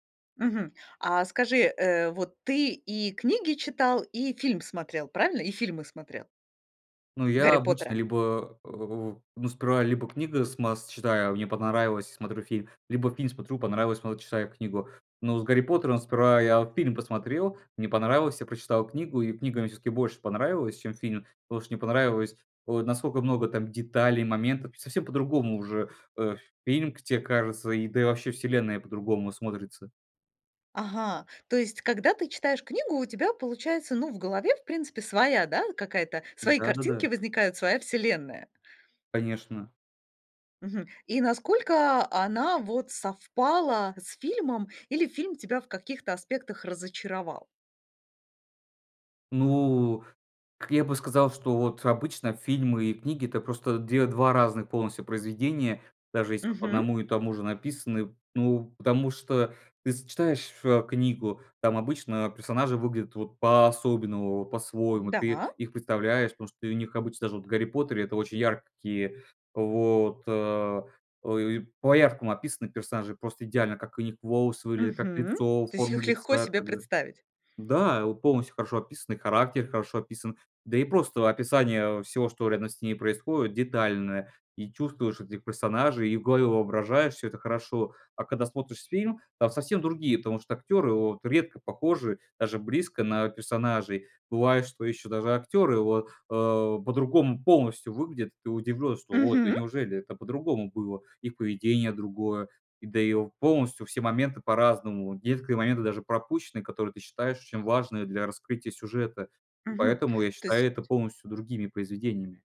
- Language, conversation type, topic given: Russian, podcast, Как адаптировать книгу в хороший фильм без потери сути?
- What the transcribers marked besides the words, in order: tapping; other background noise